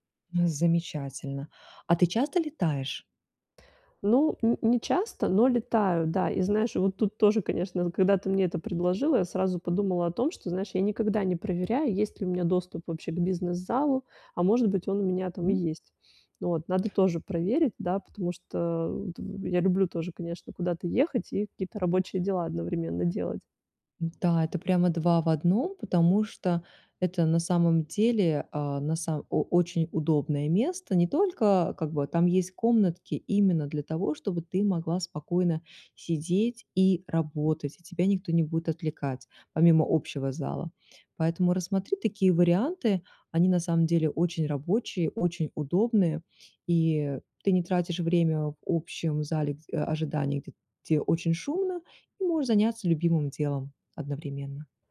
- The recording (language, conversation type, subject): Russian, advice, Как смена рабочего места может помочь мне найти идеи?
- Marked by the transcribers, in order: none